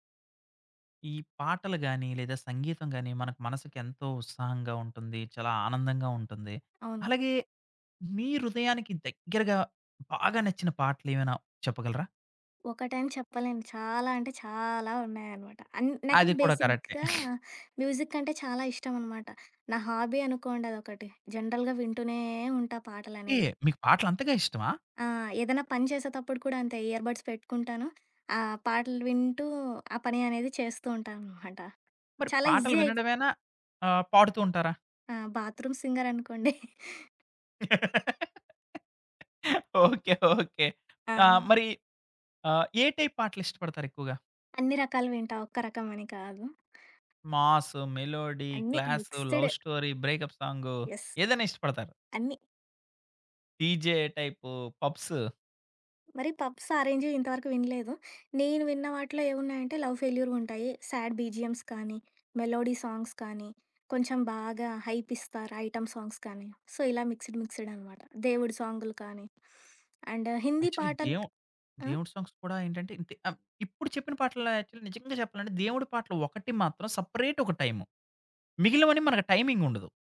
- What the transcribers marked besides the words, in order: tapping; other background noise; in English: "బేసిక్‌గా"; sneeze; in English: "హాబీ"; in English: "జనరల్‌గా"; in English: "ఇయర్ బర్డ్స్"; in English: "ఈజీ"; in English: "బాత్రూమ్"; chuckle; laugh; in English: "టైప్"; in English: "మెలోడీ"; in English: "లవ్ స్టోరీ, బ్రేకప్"; in English: "యెస్"; in English: "డిజే"; in English: "లవ్"; in English: "సాడ్ బీజీఎమ్స్"; in English: "మెలోడీ సాంగ్స్"; in English: "ఐటెమ్ సాంగ్స్"; in English: "సో"; in English: "మిక్సడ్"; in English: "యాక్చువలి"; in English: "అండ్"; in English: "సాంగ్స్"; in English: "యాక్చువల్"; in English: "సపరేట్"
- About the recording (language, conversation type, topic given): Telugu, podcast, నీకు హృదయానికి అత్యంత దగ్గరగా అనిపించే పాట ఏది?